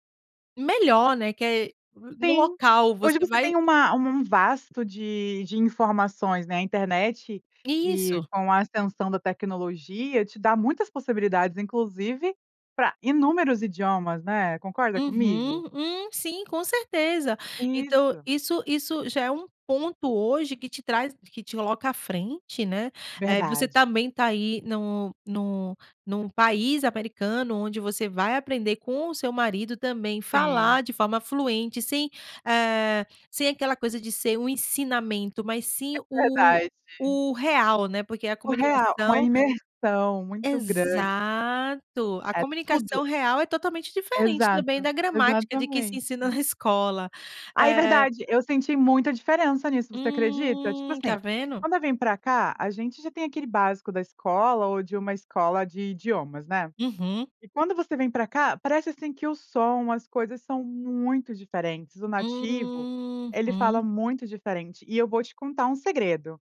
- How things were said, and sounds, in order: none
- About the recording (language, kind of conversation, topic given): Portuguese, podcast, Como você mistura idiomas quando conversa com a família?